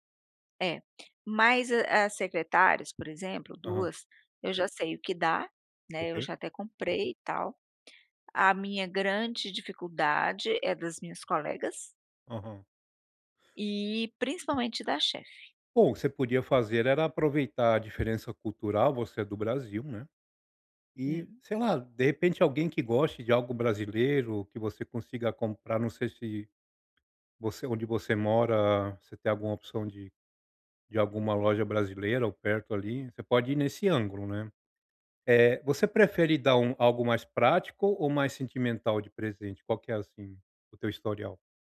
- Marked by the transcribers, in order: other background noise; tapping
- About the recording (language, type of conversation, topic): Portuguese, advice, Como posso encontrar presentes significativos para pessoas diferentes?